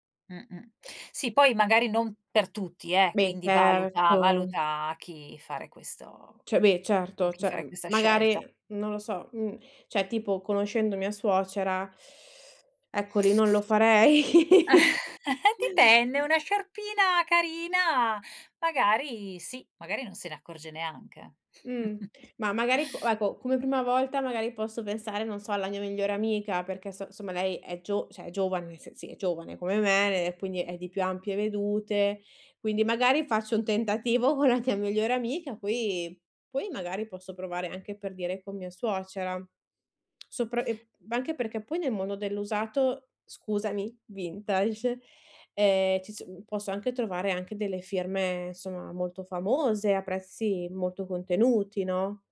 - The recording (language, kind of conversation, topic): Italian, advice, Come posso acquistare capi d’abbigliamento e regali di qualità con un budget molto limitato?
- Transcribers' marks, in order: other background noise; "Cioè" said as "ceh"; teeth sucking; chuckle; chuckle; lip smack